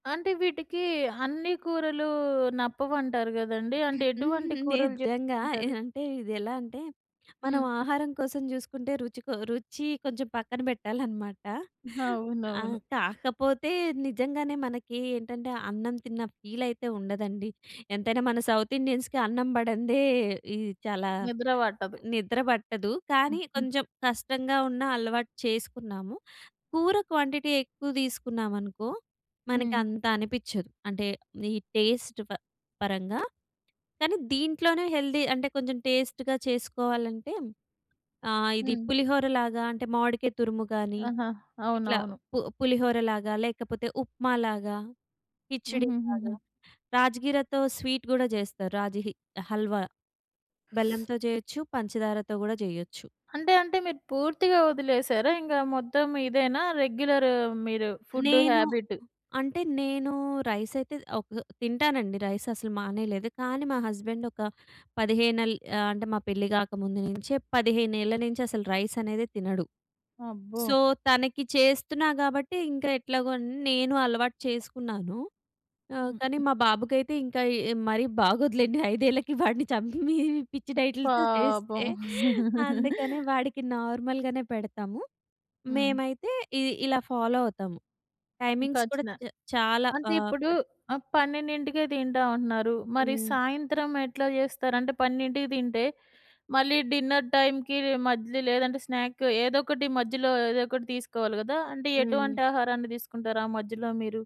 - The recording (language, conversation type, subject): Telugu, podcast, నిద్రను మెరుగుపరచుకోవడం మీ ఒత్తిడిని తగ్గించడంలో మీకు ఎంత వరకు సహాయపడింది?
- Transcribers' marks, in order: chuckle; "నిజంగా" said as "నిదంగా"; in English: "సౌత్ ఇండియన్స్‌కీ"; in English: "క్వాంటిటీ"; in English: "టెస్ట్"; in English: "హెల్తీ"; in English: "టెస్ట్‌గా"; in English: "స్వీట్"; in English: "రెగ్యులర్"; in English: "ఫుడ్ హాబిట్"; in English: "రైస్"; in English: "సో"; laughing while speaking: "బాగోదులేండి. ఐదేళ్ళకి వాడిని చంపి మీ పిచ్చి డైట్‌లతో చేస్తే"; in English: "డైట్‌లతో"; chuckle; in English: "నార్మల్‌గనే"; in English: "ఫాలో"; in English: "టైమింగ్స్"; in English: "డిన్నర్"; in English: "స్నాక్"